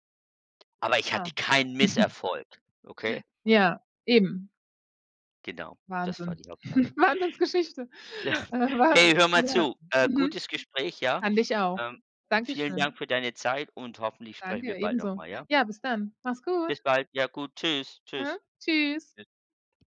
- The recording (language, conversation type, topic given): German, unstructured, Was würdest du tun, wenn du keine Angst vor Misserfolg hättest?
- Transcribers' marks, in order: chuckle; other background noise; chuckle; joyful: "Wahnsinnsgeschichte"; chuckle; unintelligible speech; other noise; tapping